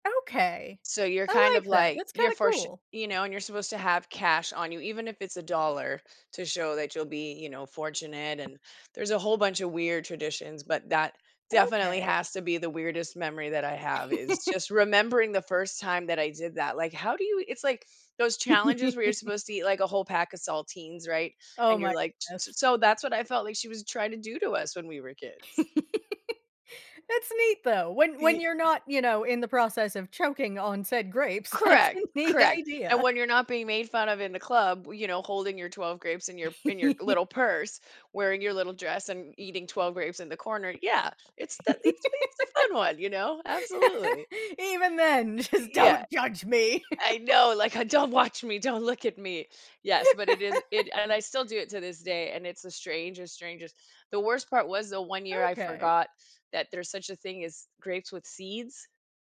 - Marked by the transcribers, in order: tapping; chuckle; chuckle; laugh; laughing while speaking: "that's a neat idea"; laugh; laugh; laughing while speaking: "just"; put-on voice: "don't judge me"; other background noise; laugh; laugh
- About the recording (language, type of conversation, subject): English, unstructured, How do special holiday moments shape the way you celebrate today?
- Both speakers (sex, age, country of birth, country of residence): female, 35-39, United States, United States; female, 40-44, United States, United States